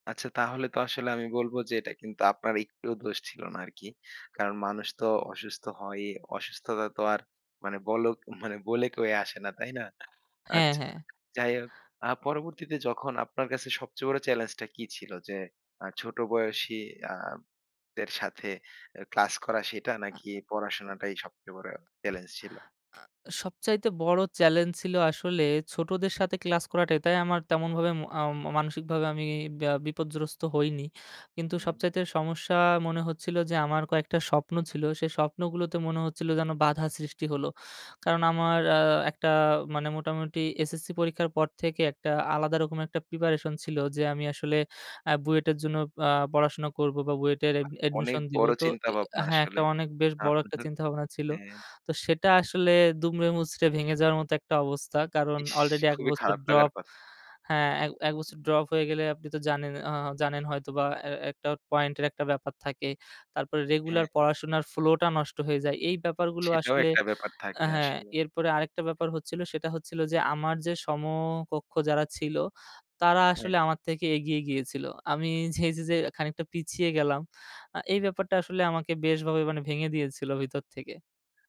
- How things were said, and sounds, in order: in English: "admission"; in English: "flow"
- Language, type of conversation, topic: Bengali, podcast, ব্যর্থতার পর আপনি কীভাবে আবার ঘুরে দাঁড়ান?